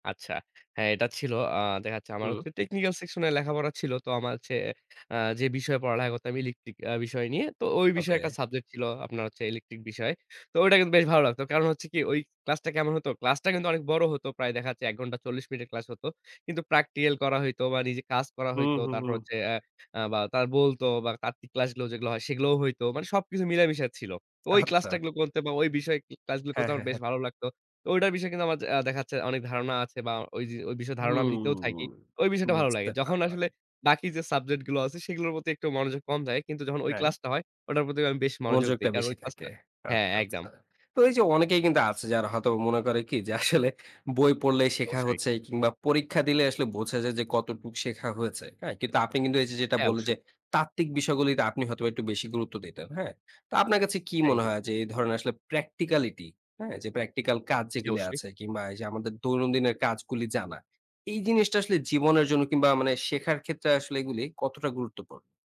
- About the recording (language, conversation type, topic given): Bengali, podcast, তুমি কীভাবে শেখাকে জীবনের মজার অংশ বানিয়ে রাখো?
- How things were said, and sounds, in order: in English: "technical section"; in English: "electric"; in English: "practical"; "ক্লাসগুলো" said as "ক্লাসটাগুলো"; laughing while speaking: "যে আসলে"; in English: "practicality"; in English: "practical"